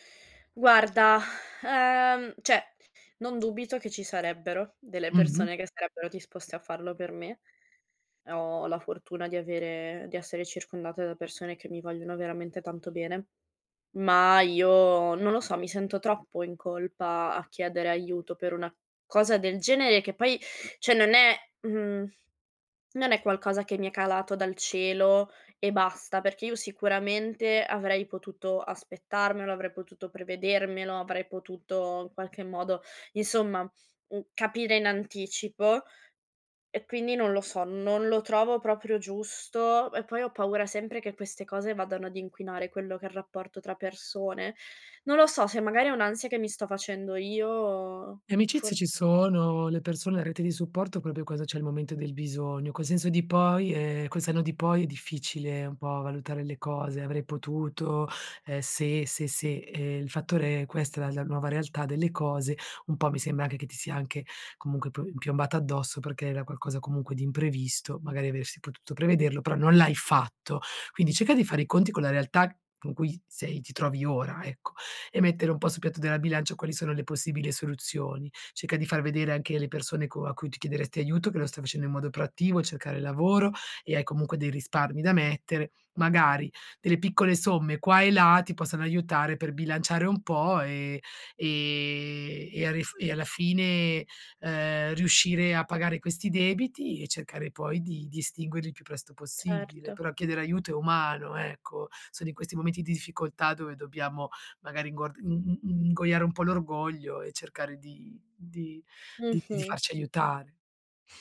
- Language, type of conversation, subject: Italian, advice, Come posso bilanciare il risparmio con le spese impreviste senza mettere sotto pressione il mio budget?
- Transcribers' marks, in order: sigh; "cioè" said as "ceh"; "cioè" said as "ceh"; "proprio" said as "propio"; other background noise; tapping